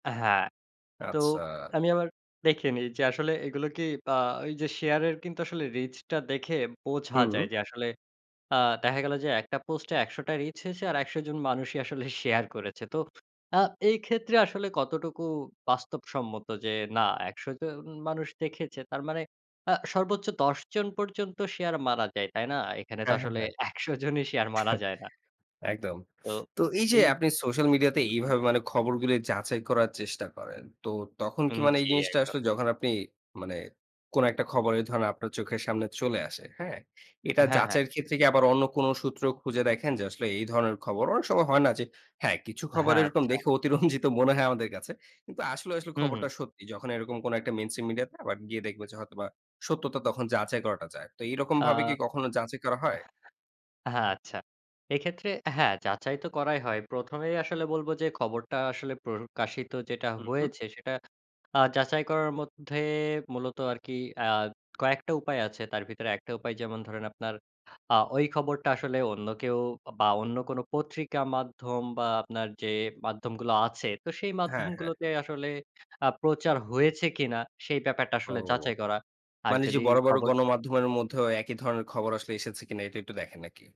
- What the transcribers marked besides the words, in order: laughing while speaking: "আসলে শেয়ার"; laughing while speaking: "একশ জনই শেয়ার মারা যায় না"; chuckle; unintelligible speech; stressed: "অনেক"; laughing while speaking: "অতিরঞ্জিত"; drawn out: "মধ্যে"; other noise
- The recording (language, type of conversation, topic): Bengali, podcast, আপনি অনলাইনে পাওয়া খবর কীভাবে যাচাই করেন?